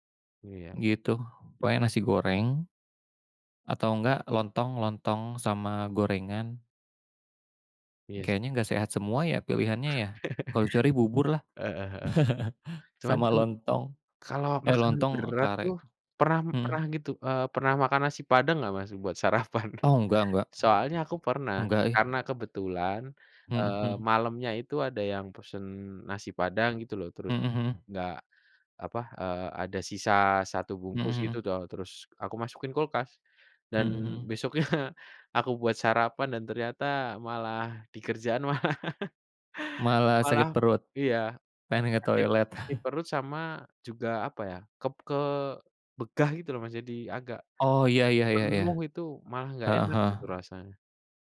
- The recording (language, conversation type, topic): Indonesian, unstructured, Apa sarapan andalan Anda saat terburu-buru di pagi hari?
- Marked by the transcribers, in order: chuckle; chuckle; laughing while speaking: "sarapan?"; laughing while speaking: "malah"; chuckle